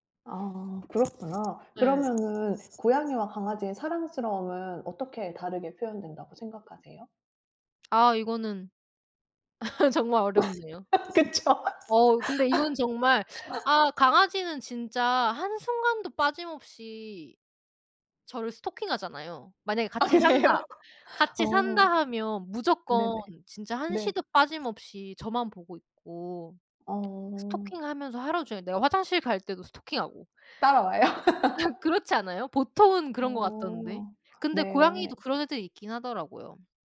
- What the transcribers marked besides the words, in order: other background noise; laugh; laughing while speaking: "그쵸"; laugh; laughing while speaking: "아 그래요?"; laughing while speaking: "따라와요?"; laugh
- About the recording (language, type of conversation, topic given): Korean, unstructured, 고양이와 강아지 중 어떤 반려동물이 더 사랑스럽다고 생각하시나요?